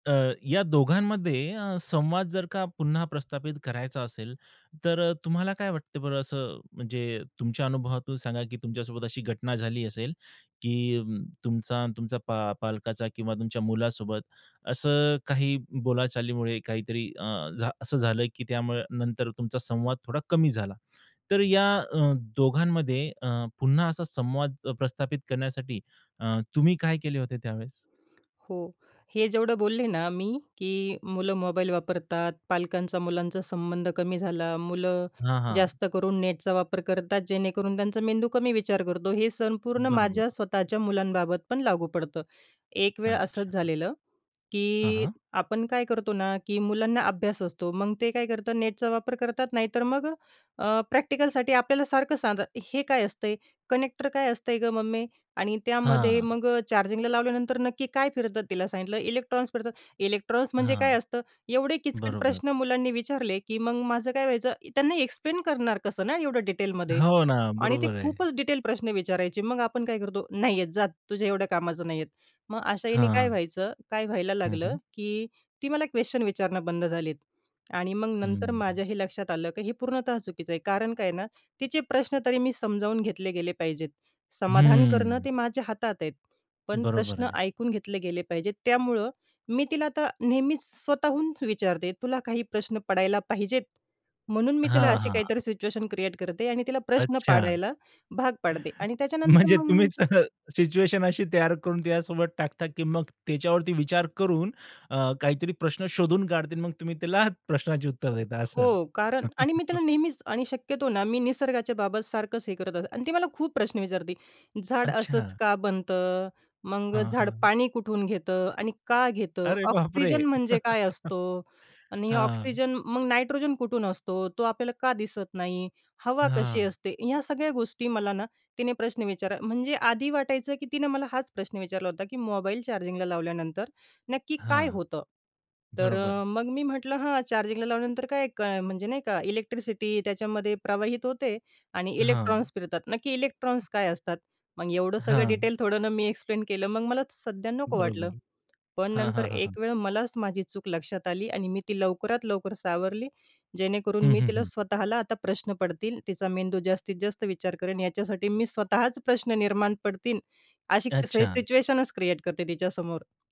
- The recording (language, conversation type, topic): Marathi, podcast, मुले आणि पालकांमधील संवाद वाढवण्यासाठी तुम्ही काय करता?
- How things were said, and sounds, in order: other background noise; tapping; in English: "कनेक्टर"; in English: "एक्सप्लेन"; chuckle; laughing while speaking: "म्हणजे तुम्हीच अ, सिच्युएशन अशी"; laughing while speaking: "त्याला"; other noise; chuckle; laughing while speaking: "अरे बाप रे!"; chuckle; in English: "एक्सप्लेन"